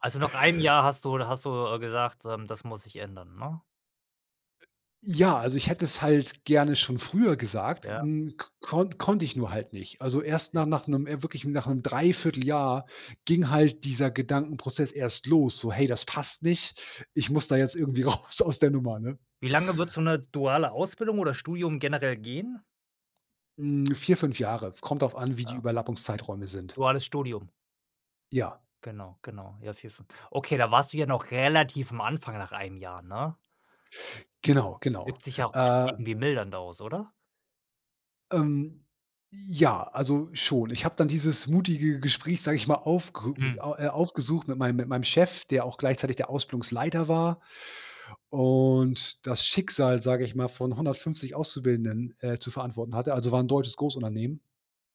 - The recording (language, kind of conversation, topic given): German, podcast, Was war dein mutigstes Gespräch?
- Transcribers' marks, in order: laughing while speaking: "raus aus der Nummer"